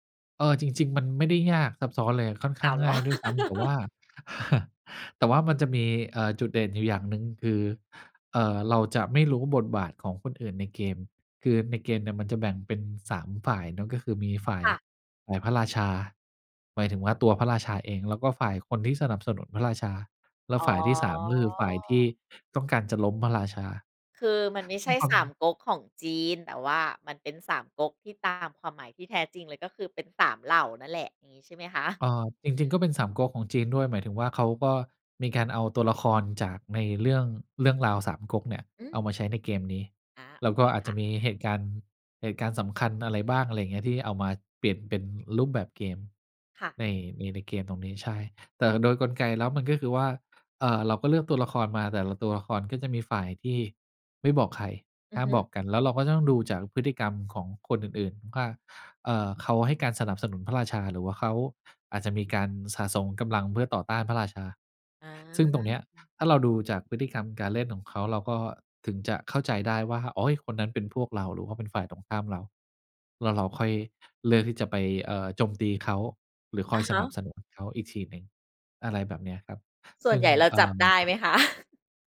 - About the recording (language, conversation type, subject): Thai, podcast, ทำอย่างไรถึงจะค้นหาความสนใจใหม่ๆ ได้เมื่อรู้สึกตัน?
- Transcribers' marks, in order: chuckle; chuckle